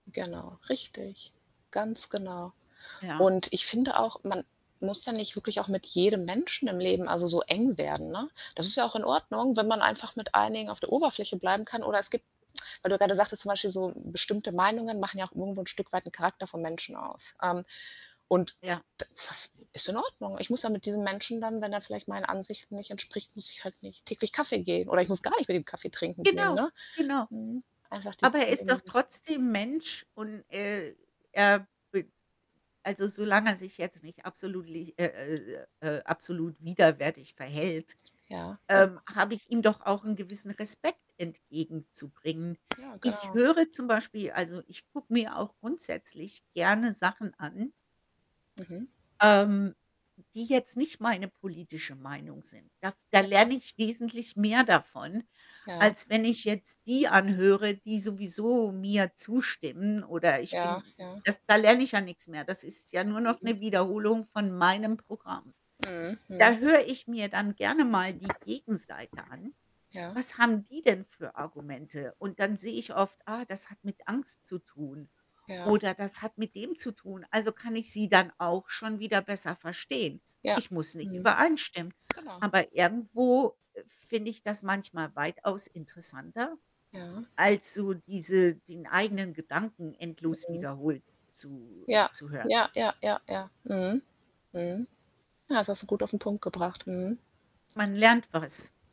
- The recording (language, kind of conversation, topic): German, unstructured, Was bedeutet persönliche Freiheit für dich?
- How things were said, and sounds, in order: static; other background noise; distorted speech